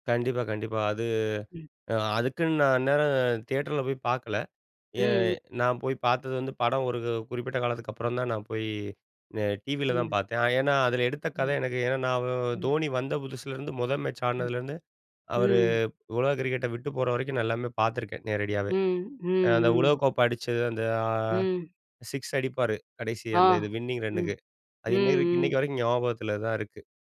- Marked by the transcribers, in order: in English: "சிக்ஸ்"; in English: "வின்னிங் ரன்னுக்கு"
- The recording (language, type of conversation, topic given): Tamil, podcast, சிறுவயதில் உங்களுக்குப் பிடித்த விளையாட்டு என்ன, அதைப் பற்றி சொல்ல முடியுமா?